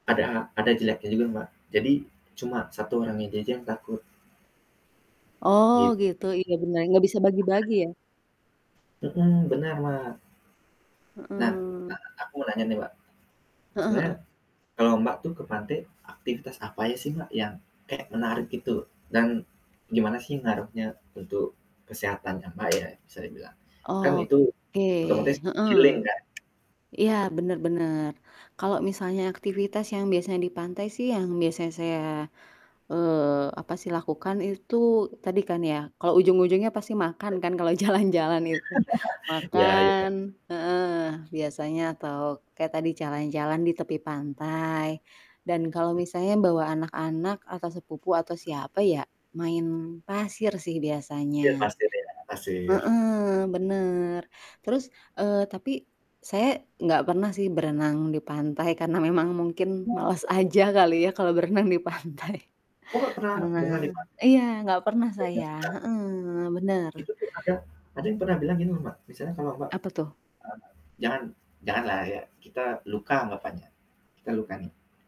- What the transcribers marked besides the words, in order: static; distorted speech; other background noise; drawn out: "Oke"; in English: "healing"; tapping; laugh; laughing while speaking: "jalan-jalan"; laughing while speaking: "berenang di pantai"
- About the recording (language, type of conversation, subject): Indonesian, unstructured, Anda lebih memilih liburan ke pantai atau ke pegunungan?